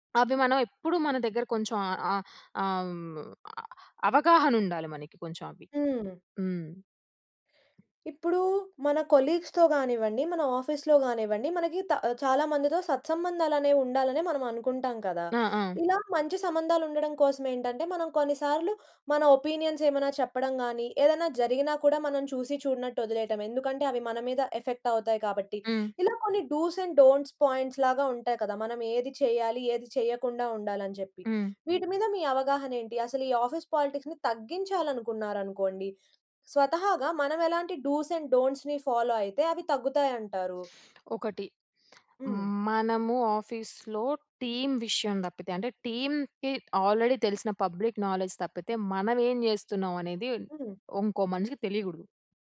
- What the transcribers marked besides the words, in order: in English: "కొలీగ్స్‌తో"; in English: "ఆఫీస్‌లో"; in English: "డూస్ అండ్ డోంట్స్ పాయింట్స్‌లాగా"; in English: "ఆఫీస్ పాలిటిక్స్‌ని"; in English: "డూస్ అండ్ డోంట్స్‌ని ఫాలో"; lip smack; in English: "ఆఫీస్‌లో టీమ్"; in English: "టీమ్‌కి ఆల్రెడీ"; in English: "పబ్లిక్ నాలెడ్జ్"
- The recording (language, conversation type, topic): Telugu, podcast, ఆఫీస్ పాలిటిక్స్‌ను మీరు ఎలా ఎదుర్కొంటారు?